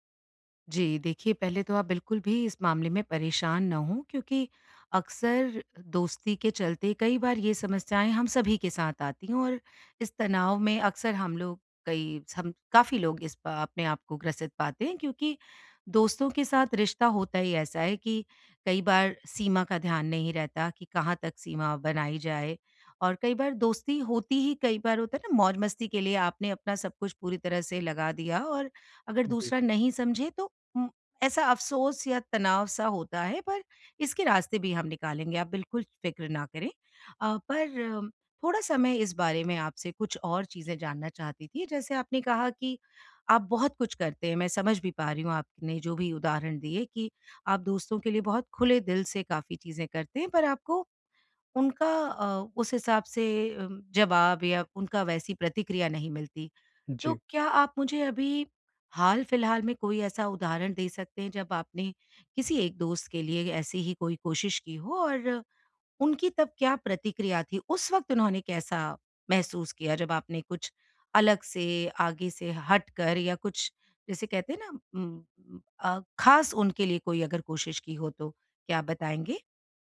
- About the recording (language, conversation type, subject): Hindi, advice, मैं दोस्ती में अपने प्रयास और अपेक्षाओं को कैसे संतुलित करूँ ताकि दूरी न बढ़े?
- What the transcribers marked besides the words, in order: none